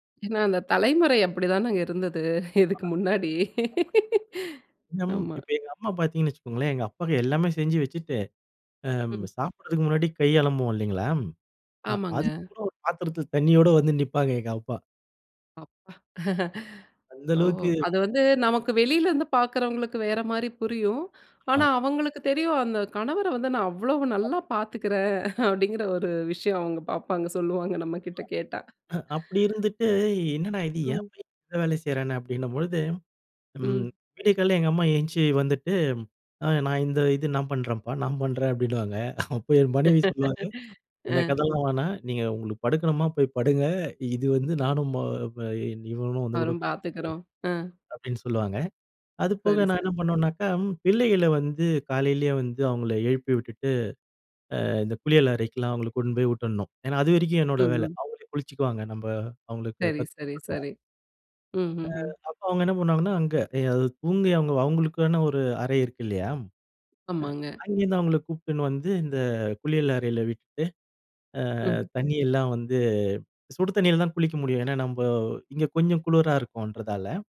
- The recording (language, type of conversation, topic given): Tamil, podcast, வீட்டு வேலைகளை நீங்கள் எந்த முறையில் பகிர்ந்து கொள்கிறீர்கள்?
- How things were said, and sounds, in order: other noise; other background noise; unintelligible speech; laugh; laughing while speaking: "அதுக்கு கூட ஒரு பாத்திரத்தில தண்ணியோட வந்து நிப்பாங்க எங்க அம்மா"; surprised: "அப்பா"; laugh; inhale; unintelligible speech; chuckle; inhale; laugh